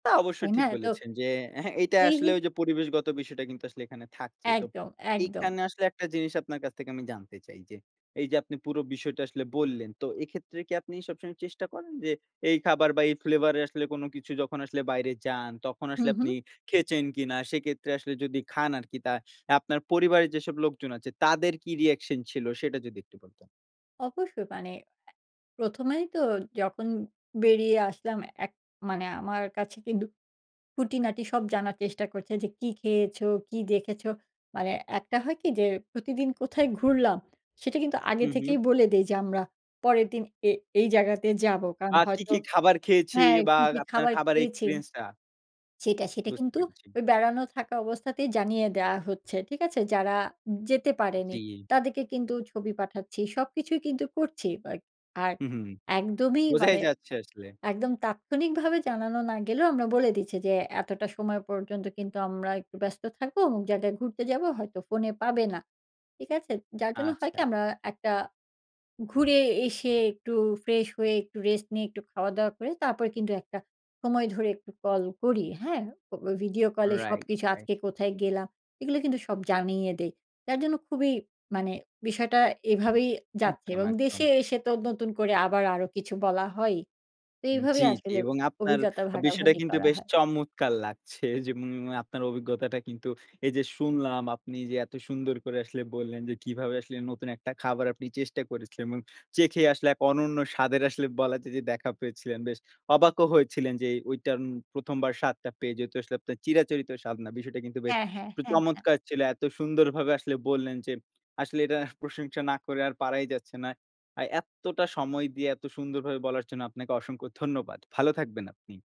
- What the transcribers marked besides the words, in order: tapping
- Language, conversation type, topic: Bengali, podcast, প্রথমবার কোনো খাবার চেখে আপনার সবচেয়ে বেশি অবাক লেগেছিল কোনটি?